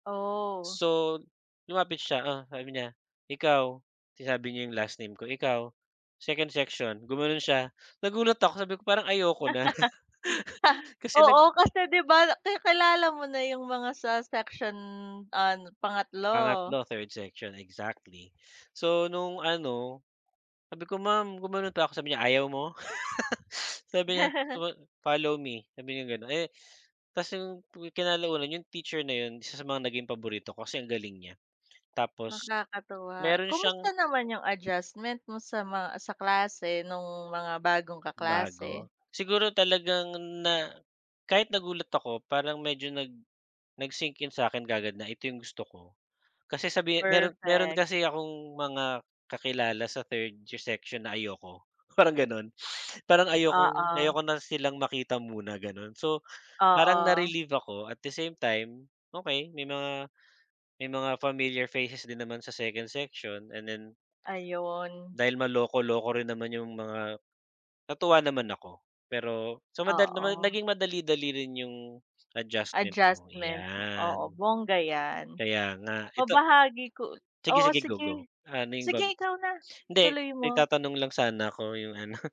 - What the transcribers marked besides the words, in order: laugh; tapping; laughing while speaking: "na"; laugh; laughing while speaking: "parang gano'n"; laughing while speaking: "ano"
- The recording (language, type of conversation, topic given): Filipino, unstructured, Ano ang paborito mong asignatura at bakit?